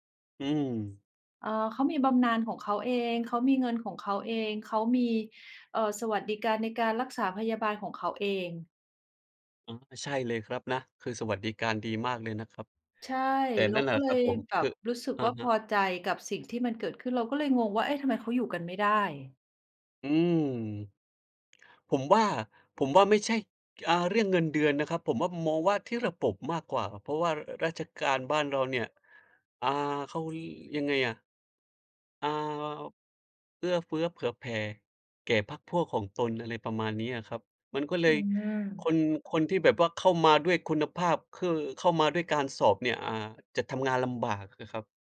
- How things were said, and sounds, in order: other background noise
- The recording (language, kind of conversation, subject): Thai, unstructured, คุณคิดอย่างไรเกี่ยวกับการทุจริตในระบบราชการ?